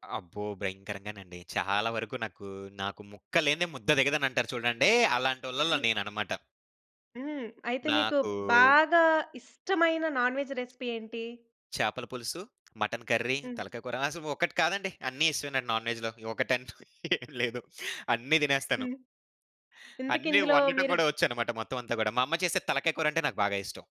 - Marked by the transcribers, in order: tapping; in English: "నాన్‌వెజ్ రెసిపీ"; other background noise; in English: "నాన్‌వెజ్‌లో"; chuckle
- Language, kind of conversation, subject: Telugu, podcast, మీ ఇంటి ప్రత్యేకమైన కుటుంబ వంటక విధానం గురించి నాకు చెప్పగలరా?